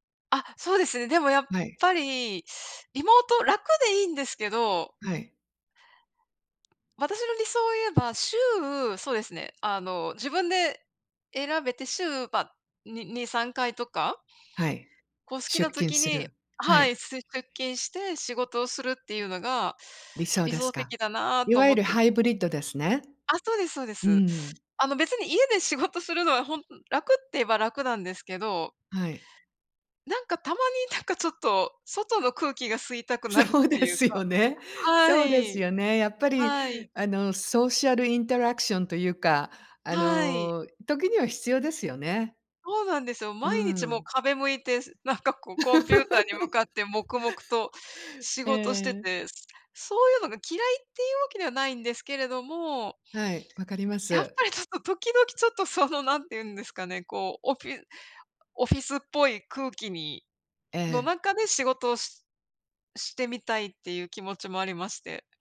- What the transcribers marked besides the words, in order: tapping; laughing while speaking: "そうですよね"; in English: "ソーシャルインタラクション"; laugh
- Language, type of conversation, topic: Japanese, unstructured, 理想の職場環境はどんな場所ですか？